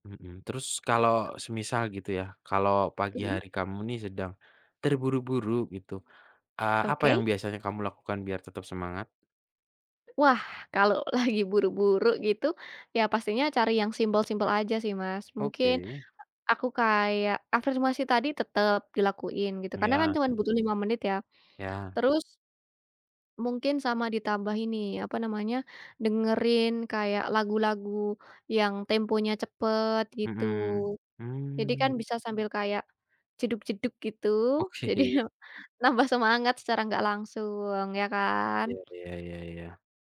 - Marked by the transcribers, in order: other background noise; laughing while speaking: "jadi"
- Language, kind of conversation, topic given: Indonesian, unstructured, Apa yang biasanya kamu lakukan di pagi hari?